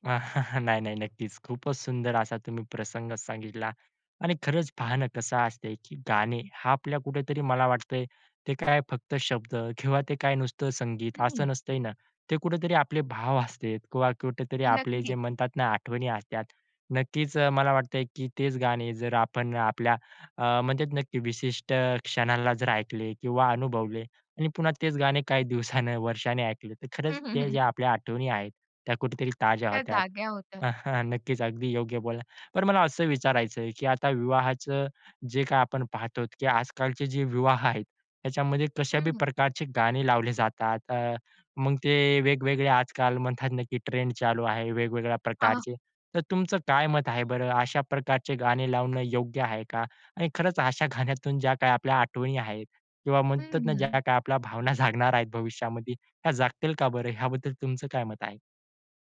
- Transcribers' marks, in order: chuckle; other background noise; laughing while speaking: "किंवा"; "असतात" said as "असत्यात"; laughing while speaking: "दिवसानं"; "होतात" said as "होत्यात"; chuckle; in English: "ट्रेंड"; laughing while speaking: "गाण्यातून"
- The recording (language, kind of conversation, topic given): Marathi, podcast, लग्नाची आठवण करून देणारं गाणं कोणतं?